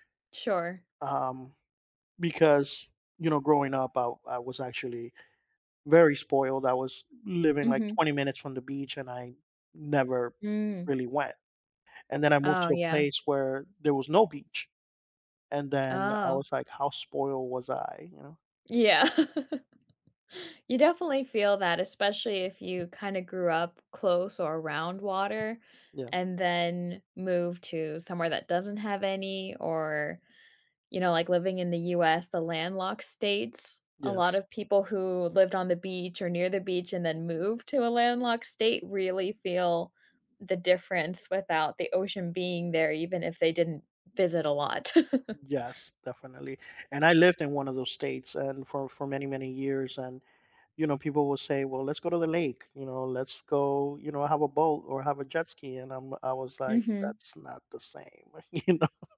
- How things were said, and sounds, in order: tapping; laugh; laugh; laughing while speaking: "know"
- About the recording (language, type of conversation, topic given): English, unstructured, What factors influence your choice between a beach day and a mountain retreat?